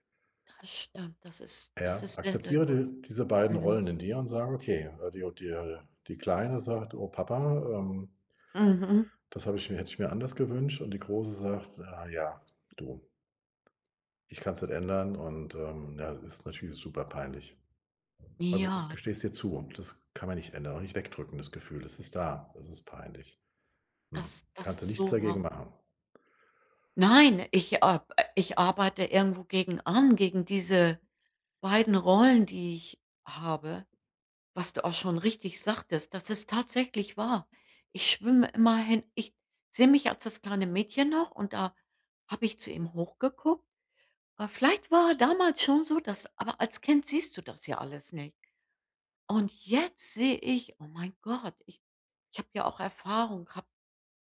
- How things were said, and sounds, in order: unintelligible speech; other background noise
- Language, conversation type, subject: German, advice, Welche schnellen Beruhigungsstrategien helfen bei emotionaler Überflutung?